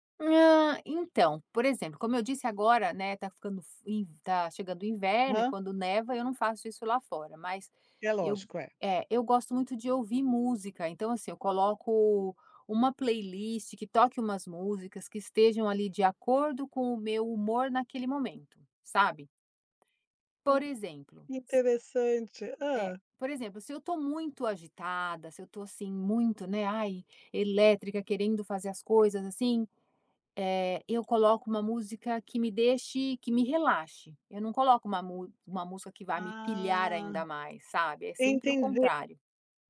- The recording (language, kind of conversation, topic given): Portuguese, podcast, Como você encaixa o autocuidado na correria do dia a dia?
- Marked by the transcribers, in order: tapping; drawn out: "Ah"